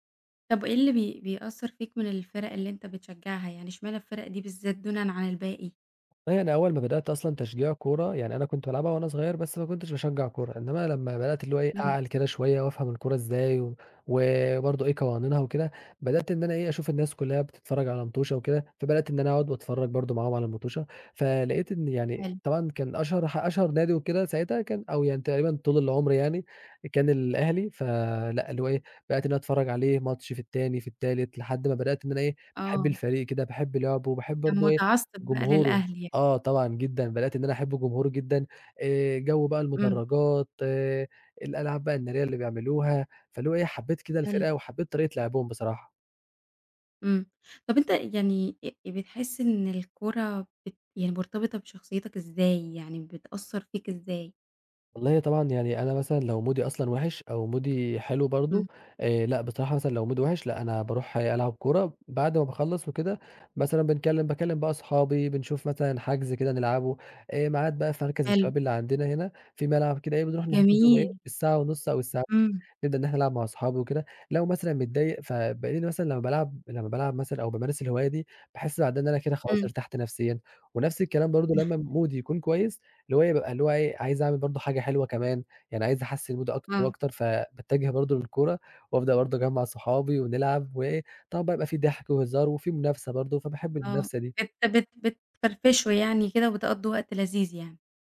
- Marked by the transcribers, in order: tapping; in English: "مودي"; in English: "مودي"; in English: "مودي"; chuckle; in English: "مودي"; in English: "مودي"
- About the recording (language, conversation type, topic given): Arabic, podcast, إيه أكتر هواية بتحب تمارسها وليه؟
- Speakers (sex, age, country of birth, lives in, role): female, 20-24, Egypt, Egypt, host; male, 20-24, Egypt, Egypt, guest